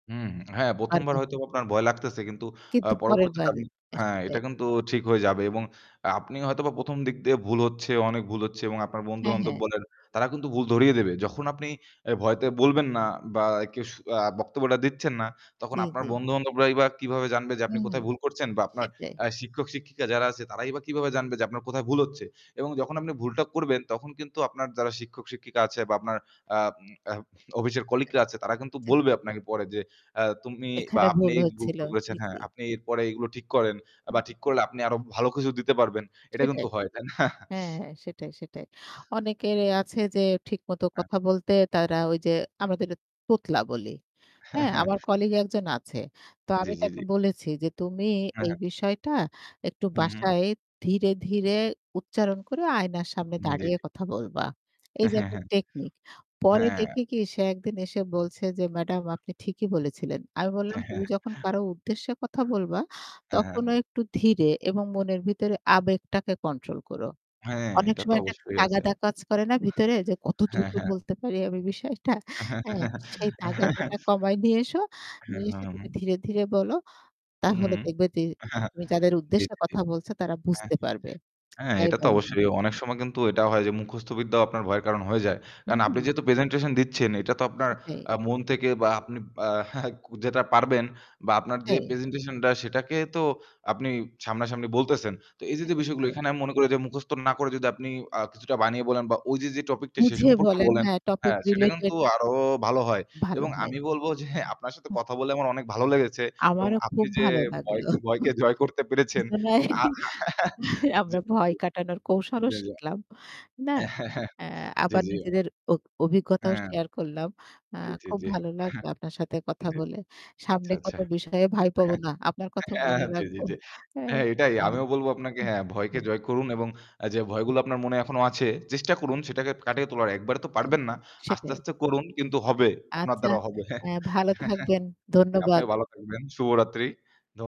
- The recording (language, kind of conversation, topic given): Bengali, unstructured, ভয় কখন আপনার জীবনে বাধা হয়ে দাঁড়িয়েছে?
- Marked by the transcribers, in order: static; other background noise; other noise; laughing while speaking: "তাই না?"; laughing while speaking: "হ্যাঁ, হ্যাঁ"; in English: "control"; laughing while speaking: "আমি বিষয়টা"; chuckle; chuckle; lip smack; in English: "presentation"; chuckle; in English: "presentation"; in English: "topic related"; in English: "topic"; chuckle; laughing while speaking: "দুজনাই আমরা"; chuckle; laughing while speaking: "এ হ্যাঁ, হ্যাঁ"; chuckle; chuckle